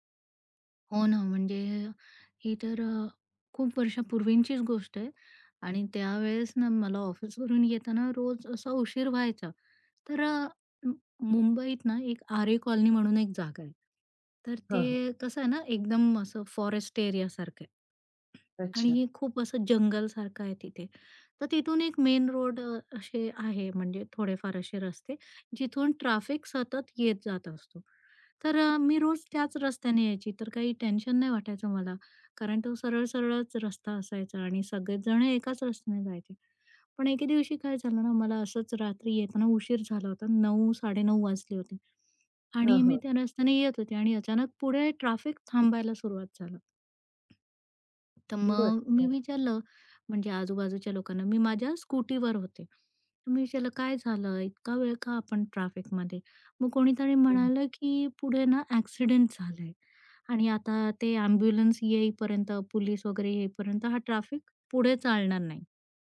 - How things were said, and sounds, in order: other background noise
- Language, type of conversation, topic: Marathi, podcast, रात्री वाट चुकल्यावर सुरक्षित राहण्यासाठी तू काय केलंस?